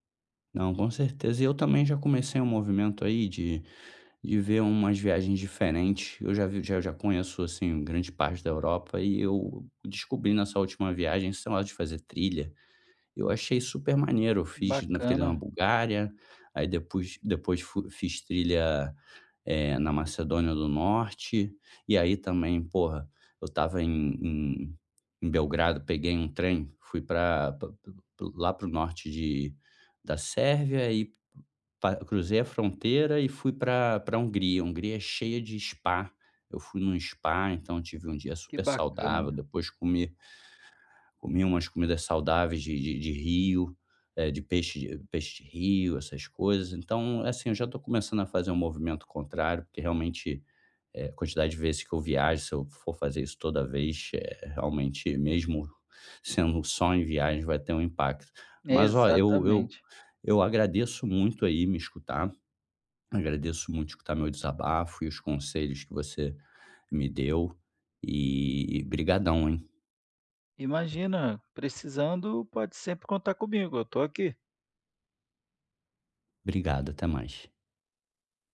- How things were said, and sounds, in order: tapping; other background noise
- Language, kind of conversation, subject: Portuguese, advice, Como posso manter hábitos saudáveis durante viagens?